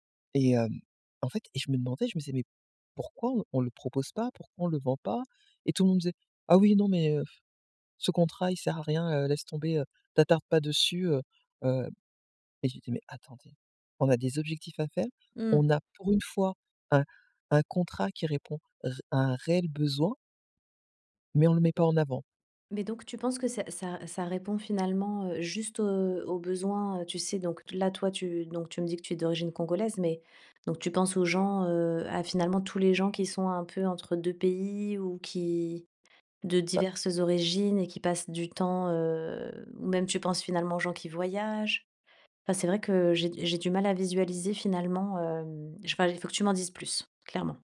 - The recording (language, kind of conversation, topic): French, podcast, Peux-tu parler d’une réussite dont tu es particulièrement fier ?
- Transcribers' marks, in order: tapping; other background noise